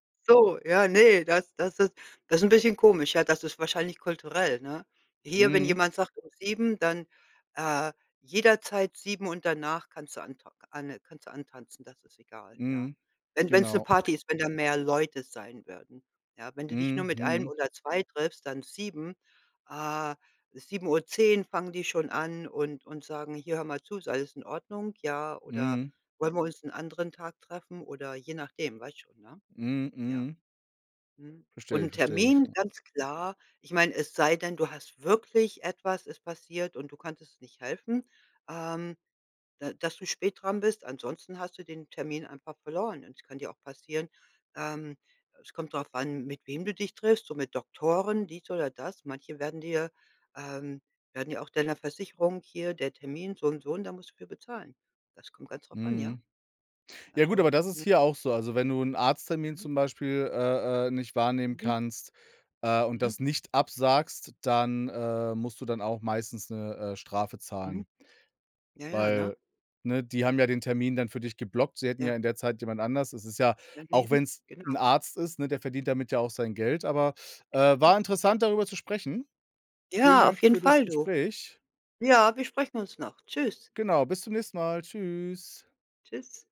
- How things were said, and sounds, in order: other background noise
- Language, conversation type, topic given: German, unstructured, Wie gehst du mit Menschen um, die immer zu spät kommen?